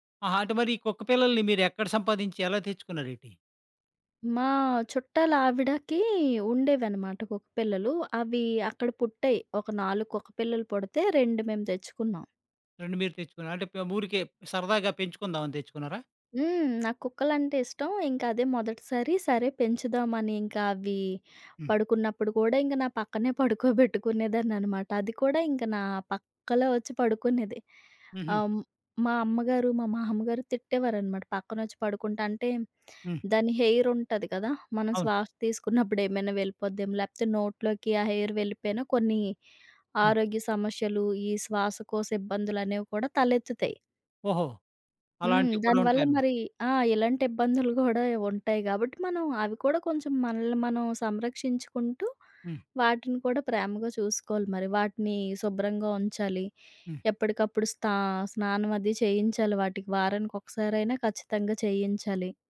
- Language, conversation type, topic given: Telugu, podcast, పెంపుడు జంతువును మొదటిసారి పెంచిన అనుభవం ఎలా ఉండింది?
- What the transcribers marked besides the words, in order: other background noise; in English: "హెయిర్"